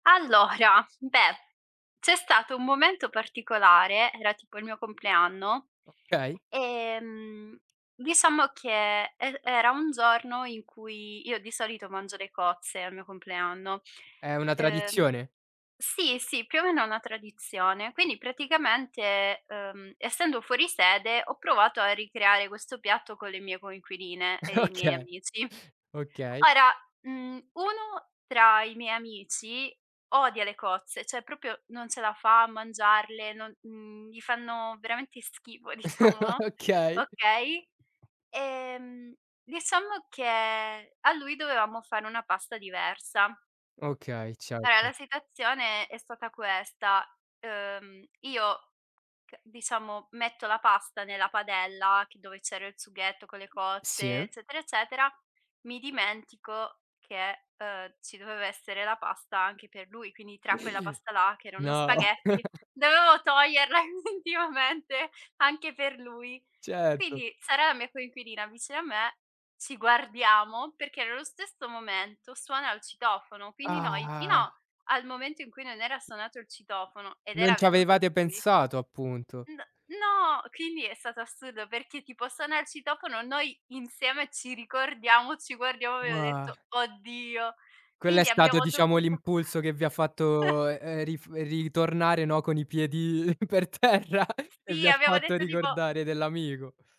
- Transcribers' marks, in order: laughing while speaking: "Allora"; lip smack; chuckle; laughing while speaking: "Okay"; "cioè" said as "ceh"; "proprio" said as "propio"; chuckle; laughing while speaking: "Okay"; other background noise; laughing while speaking: "diciamo"; "Allora" said as "alora"; gasp; chuckle; laughing while speaking: "toglierla enfetivamente"; "effettivamente" said as "enfetivamente"; groan; tapping; groan; chuckle; laughing while speaking: "per terra"
- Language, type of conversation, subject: Italian, podcast, Raccontami di un momento in cui hai dovuto improvvisare e ce l'hai fatta?